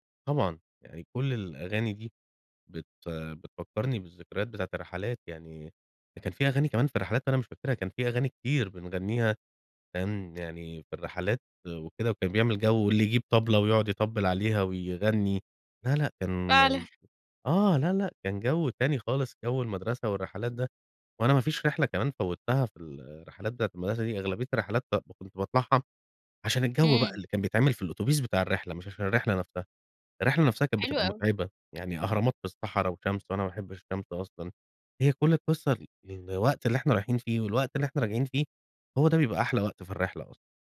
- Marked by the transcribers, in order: tapping; laughing while speaking: "فعلًا"
- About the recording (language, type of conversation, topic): Arabic, podcast, إيه هي الأغنية اللي بتفكّرك بذكريات المدرسة؟